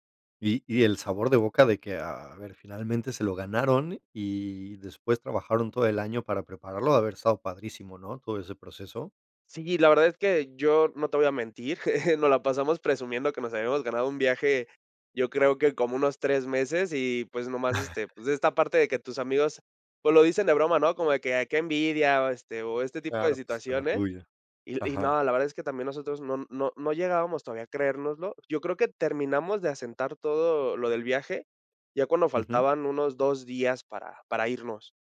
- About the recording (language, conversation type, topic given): Spanish, podcast, ¿Me puedes contar sobre un viaje improvisado e inolvidable?
- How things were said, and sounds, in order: chuckle; chuckle; other background noise